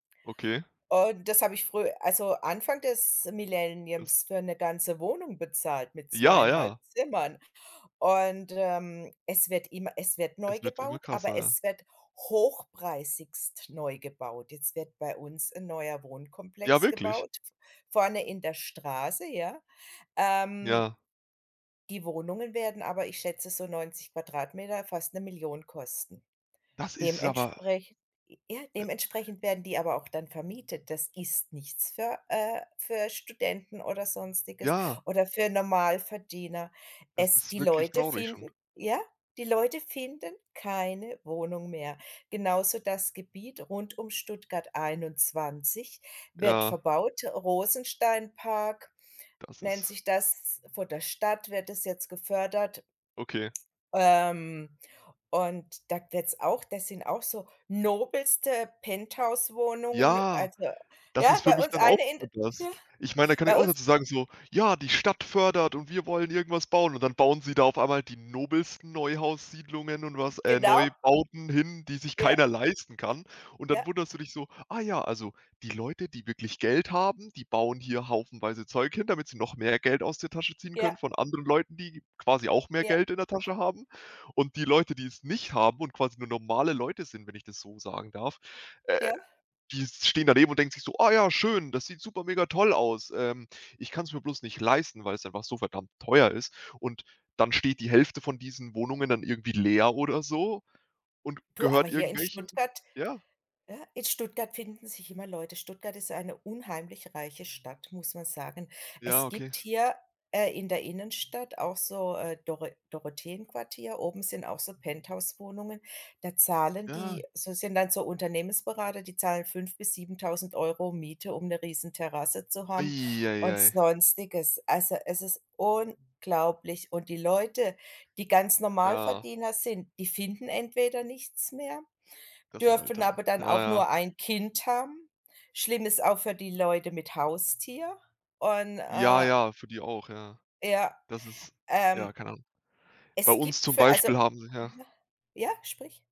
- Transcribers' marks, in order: other background noise; stressed: "hochpreisigst"; tapping; unintelligible speech; stressed: "unglaublich"; unintelligible speech
- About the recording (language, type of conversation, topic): German, unstructured, Was hältst du von den steigenden Mieten in Großstädten?
- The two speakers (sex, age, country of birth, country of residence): female, 55-59, Germany, Germany; male, 20-24, Germany, Germany